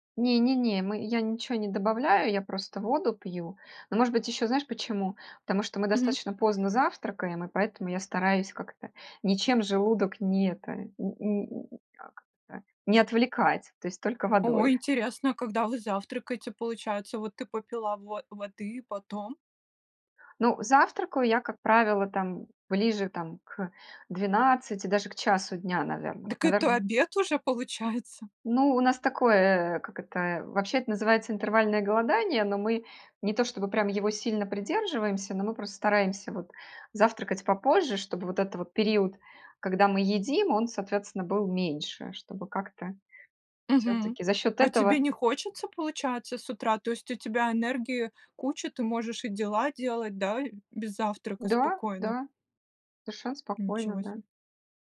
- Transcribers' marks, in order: surprised: "Дак, это обед уже получается!"
- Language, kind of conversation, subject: Russian, podcast, Как вы начинаете день, чтобы он был продуктивным и здоровым?